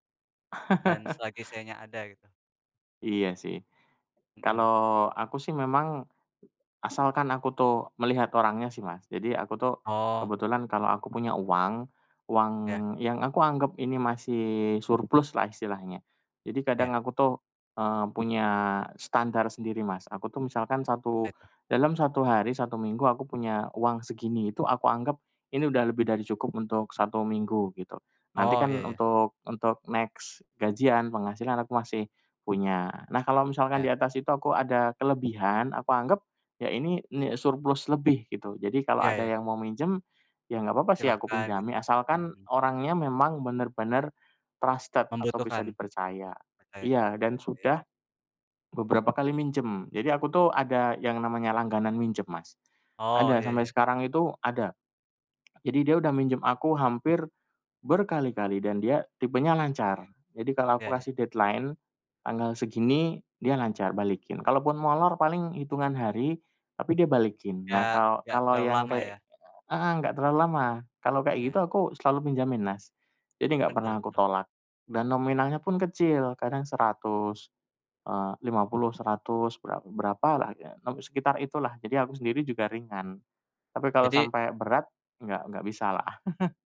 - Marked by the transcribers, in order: chuckle; other background noise; tapping; in English: "next"; in English: "trusted"; in English: "deadline"; chuckle
- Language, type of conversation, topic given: Indonesian, unstructured, Pernahkah kamu meminjam uang dari teman atau keluarga, dan bagaimana ceritanya?